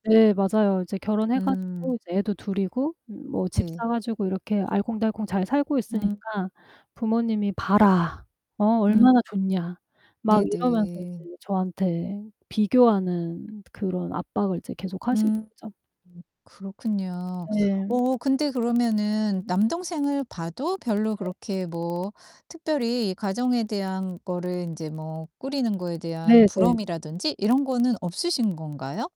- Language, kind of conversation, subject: Korean, advice, 가족이나 친척이 결혼이나 연애를 계속 압박할 때 어떻게 대응하면 좋을까요?
- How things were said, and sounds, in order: other background noise; distorted speech